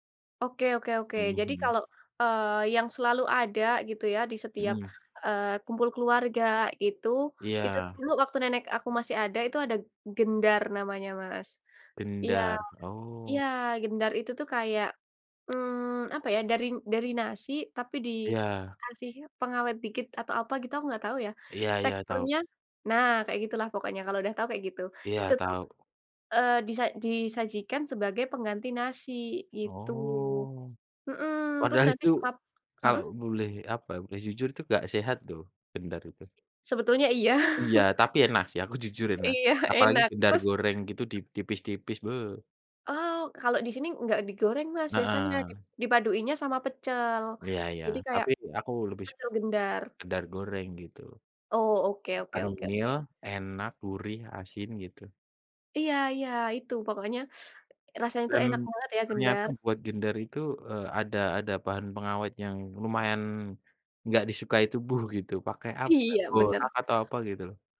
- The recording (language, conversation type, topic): Indonesian, unstructured, Bagaimana makanan memengaruhi kenangan masa kecilmu?
- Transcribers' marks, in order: tapping; other background noise; drawn out: "Oh"; laughing while speaking: "itu"; laughing while speaking: "iya"; chuckle; laughing while speaking: "jujur"; teeth sucking; laughing while speaking: "Iya"